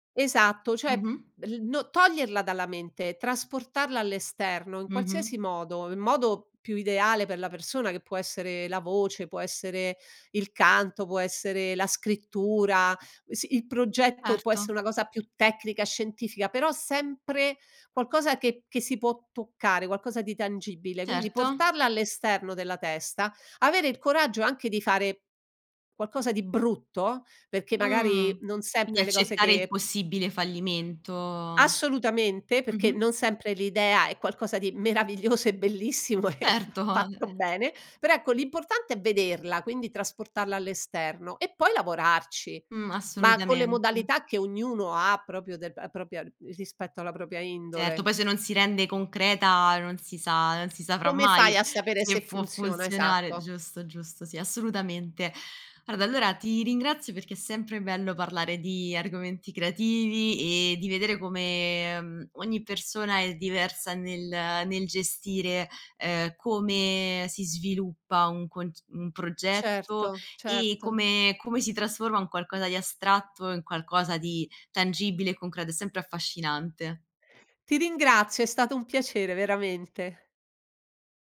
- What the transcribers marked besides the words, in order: stressed: "brutto"; other background noise; laughing while speaking: "e fa fatto bene"; laughing while speaking: "Certo"; chuckle; "proprio" said as "propio"; "propria" said as "propia"; "Guarda" said as "uarda"
- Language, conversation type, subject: Italian, podcast, Come trasformi un'idea vaga in un progetto concreto?